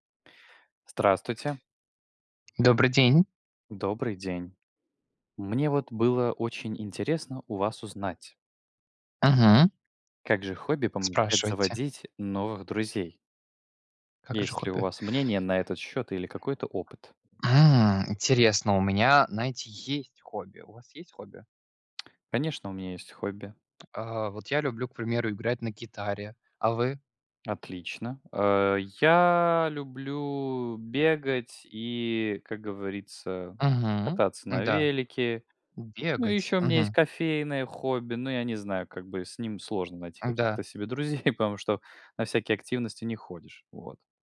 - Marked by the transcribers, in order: tapping; drawn out: "я люблю"; chuckle
- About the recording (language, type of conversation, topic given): Russian, unstructured, Как хобби помогает заводить новых друзей?